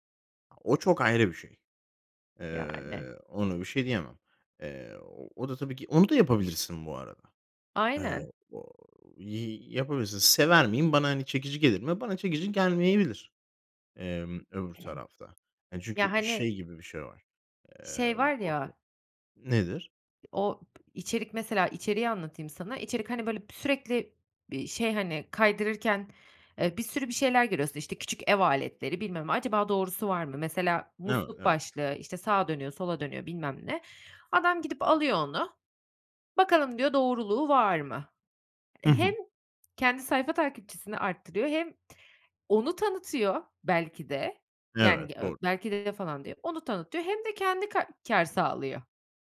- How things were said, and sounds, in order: throat clearing; unintelligible speech
- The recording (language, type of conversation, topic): Turkish, podcast, Influencerlar reklam yaptığında güvenilirlikleri nasıl etkilenir?